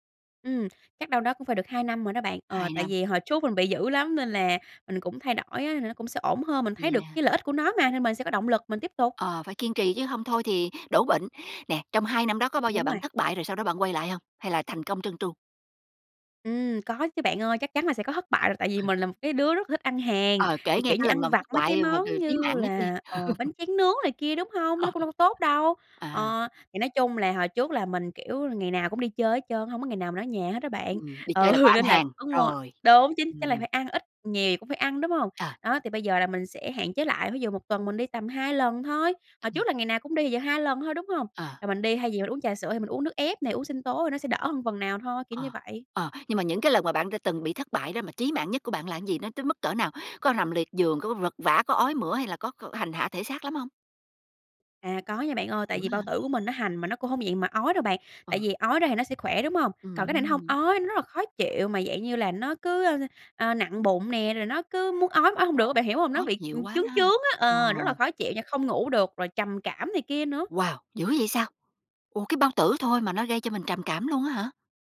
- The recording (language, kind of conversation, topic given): Vietnamese, podcast, Bạn giữ thói quen ăn uống lành mạnh bằng cách nào?
- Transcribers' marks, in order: tapping; other background noise; laugh; other street noise; wind; dog barking